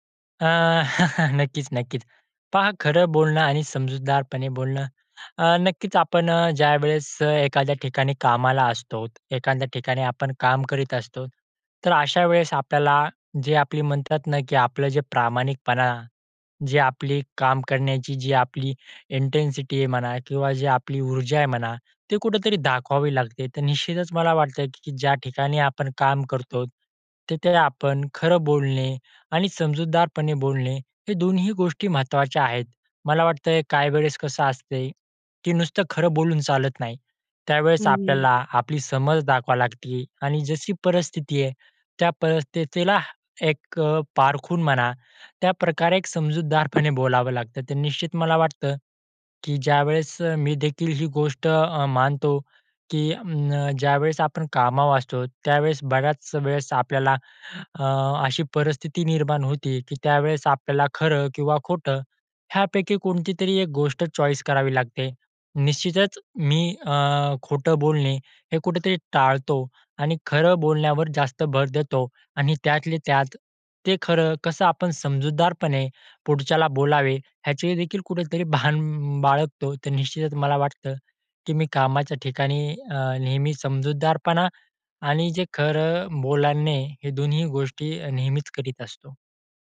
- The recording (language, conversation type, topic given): Marathi, podcast, कामाच्या ठिकाणी नेहमी खरं बोलावं का, की काही प्रसंगी टाळावं?
- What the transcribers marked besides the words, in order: chuckle; "असतो" said as "असतोत"; in English: "इंटेन्सिटी"; tapping